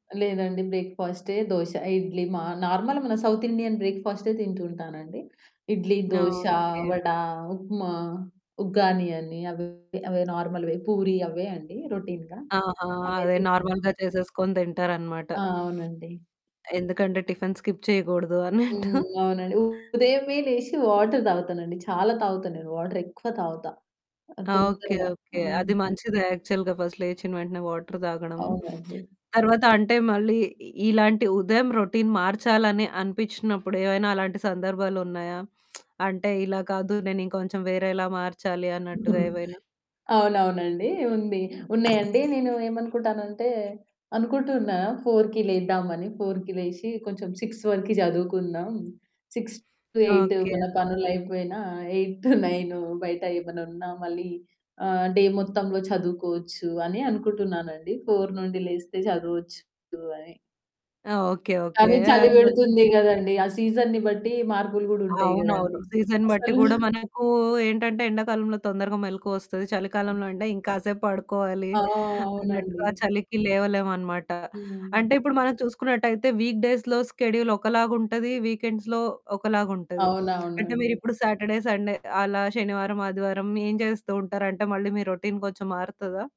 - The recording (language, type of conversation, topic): Telugu, podcast, రోజు ఉదయం మీరు మీ రోజును ఎలా ప్రారంభిస్తారు?
- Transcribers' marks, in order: static; in English: "నార్మల్"; in English: "సౌత్ ఇండియన్"; distorted speech; in English: "నార్మల్‌వే"; in English: "రొటీన్‌గా"; in English: "నార్మల్‌గా"; in English: "స్కిప్"; laughing while speaking: "అన్నట్టు"; in English: "వాటర్"; in English: "వాటర్"; in English: "యాక్చువల్‌గా ఫస్ట్"; in English: "వాటర్"; in English: "రొటీన్"; lip smack; chuckle; other background noise; in English: "ఫోర్‌కి"; in English: "ఫోర్‌కి"; in English: "సిక్స్"; in English: "సిక్స్ టు ఎయిట్"; in English: "ఎయిట్ టు నైన్"; in English: "డే"; in English: "ఫోర్"; unintelligible speech; in English: "సీజన్‌ని"; in English: "సీజన్"; chuckle; in English: "వీక్ డేస్‌లొ స్కెడూల్"; in English: "వీకెండ్స్‌లొ"; in English: "సాటర్డే, సండే"; in English: "రొటీన్"